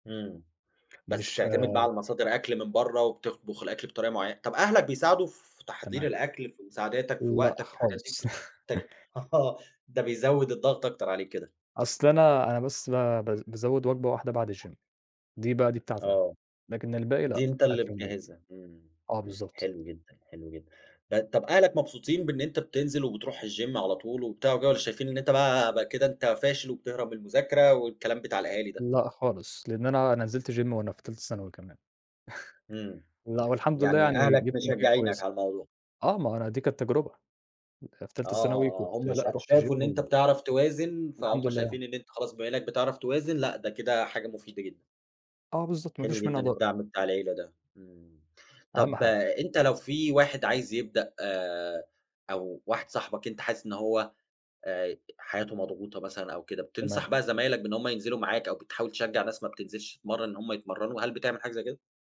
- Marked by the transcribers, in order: tapping; chuckle; laughing while speaking: "آه"; in English: "الGym"; in English: "الGym"; in English: "Gym"; chuckle; in English: "Gym"
- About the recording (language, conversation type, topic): Arabic, podcast, إيه النصايح اللي تنصح بيها أي حد حابب يبدأ هواية جديدة؟